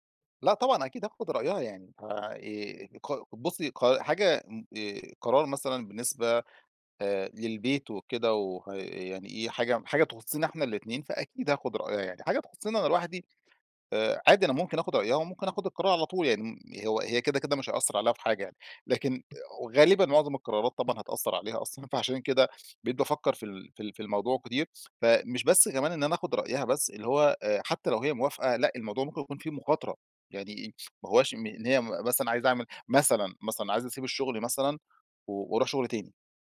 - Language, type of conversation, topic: Arabic, podcast, إزاي حياتك اتغيّرت بعد الجواز؟
- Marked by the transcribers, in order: other background noise; laughing while speaking: "أصلًا"